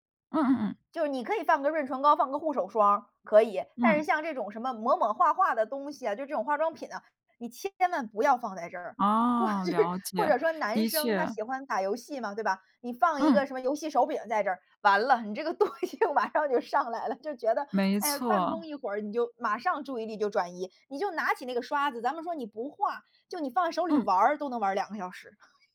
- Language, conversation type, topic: Chinese, podcast, 在家办公时，你会怎么设置专属工作区？
- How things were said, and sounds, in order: laughing while speaking: "或者"; laughing while speaking: "东西马上就上来了"; chuckle